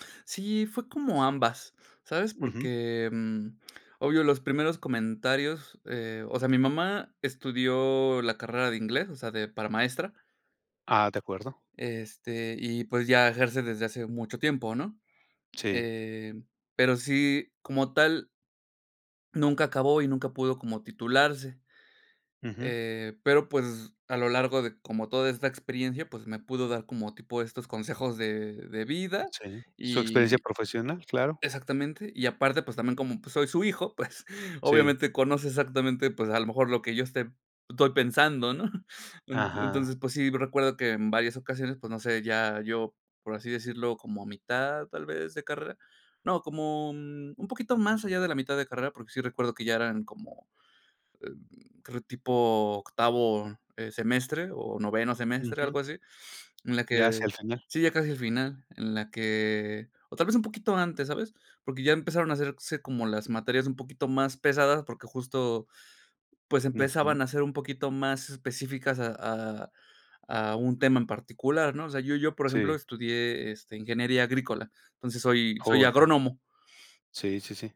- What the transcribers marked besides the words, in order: laughing while speaking: "pues"
- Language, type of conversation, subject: Spanish, podcast, ¿Quién fue la persona que más te guió en tu carrera y por qué?